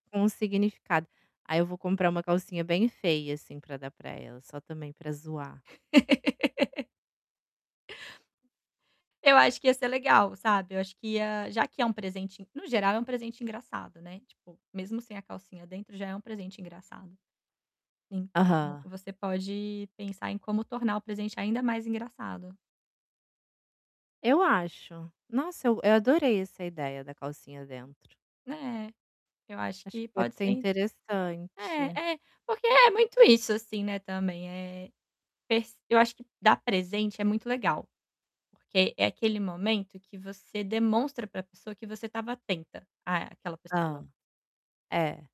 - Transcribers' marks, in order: tapping; laugh; other background noise; distorted speech; static
- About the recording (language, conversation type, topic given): Portuguese, advice, Como escolher um presente significativo para qualquer pessoa?